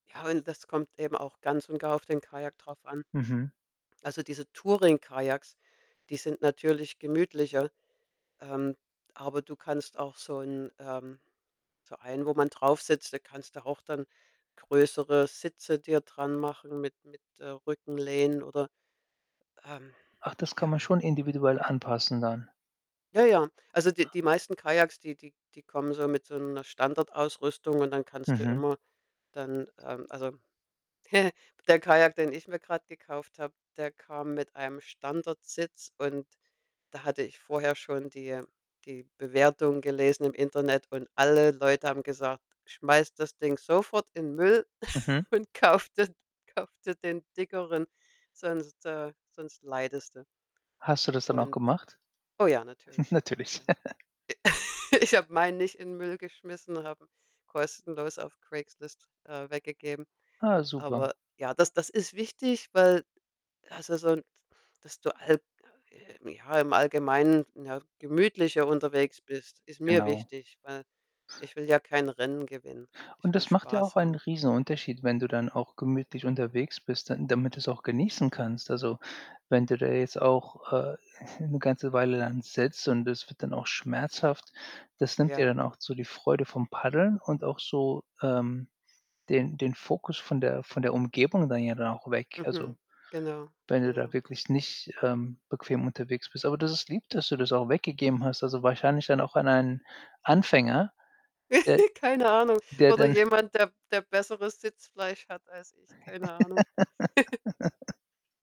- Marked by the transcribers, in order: distorted speech; static; other background noise; chuckle; snort; snort; laugh; chuckle; sigh; snort; giggle; laugh; chuckle
- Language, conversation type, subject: German, podcast, Was würdest du jemandem raten, der neu in deinem Hobby ist?